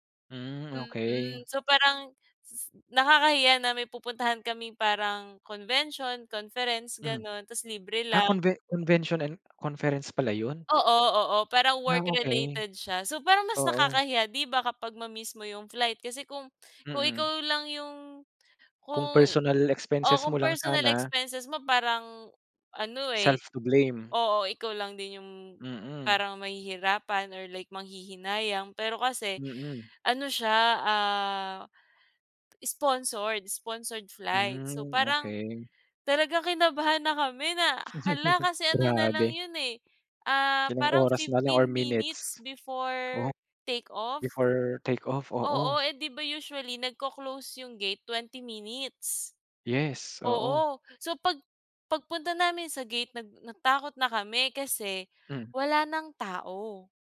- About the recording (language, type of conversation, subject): Filipino, podcast, May naging aberya ka na ba sa biyahe na kinukuwento mo pa rin hanggang ngayon?
- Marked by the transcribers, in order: gasp; in English: "work related"; gasp; in English: "personal expenses"; gasp; in English: "personal expenses"; other background noise; in English: "Self to blame"; gasp; in English: "sponsored sponsored flight"; gasp; chuckle; gasp; other noise; whistle